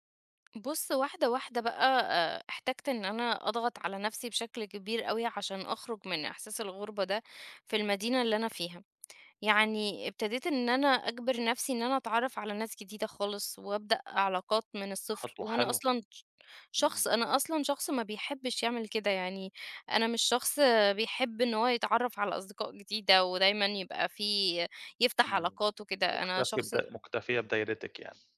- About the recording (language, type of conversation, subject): Arabic, podcast, إزاي بتحس بالانتماء لما يكون ليك أصلين؟
- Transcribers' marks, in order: none